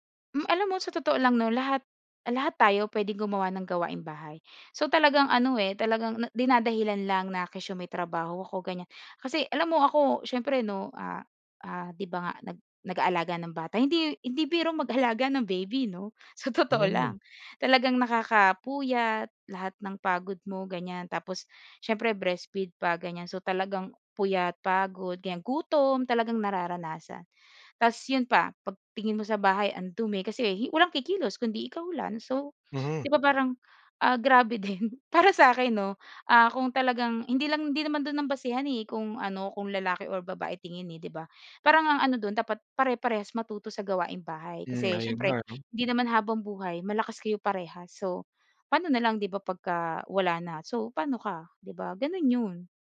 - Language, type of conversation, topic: Filipino, podcast, Paano ninyo hinahati-hati ang mga gawaing-bahay sa inyong pamilya?
- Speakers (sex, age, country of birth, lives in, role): female, 25-29, Philippines, Philippines, guest; male, 30-34, Philippines, Philippines, host
- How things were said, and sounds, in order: horn